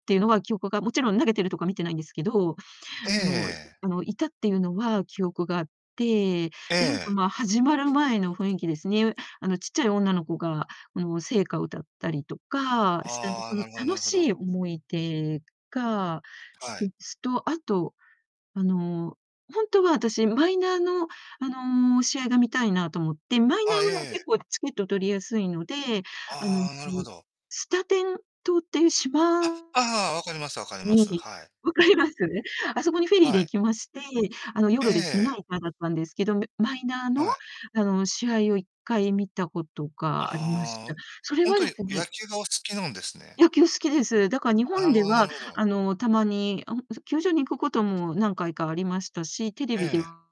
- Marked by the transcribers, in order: tapping; distorted speech
- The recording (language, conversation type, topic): Japanese, unstructured, 好きなスポーツ観戦の思い出はありますか？